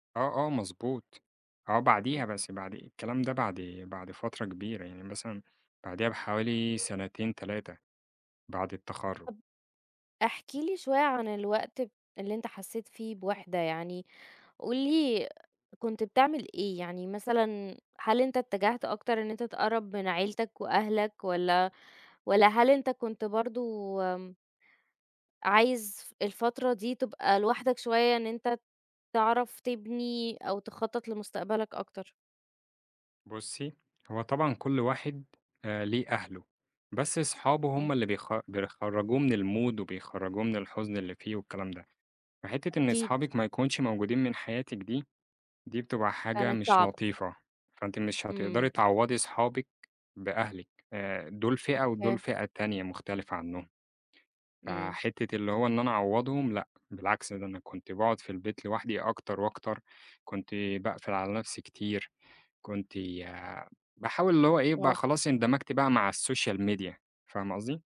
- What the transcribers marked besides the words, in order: dog barking; tapping; in English: "المود"; other background noise; in English: "السوشيال ميديا"
- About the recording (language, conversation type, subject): Arabic, podcast, إيه نصيحتك للي حاسس بالوحدة؟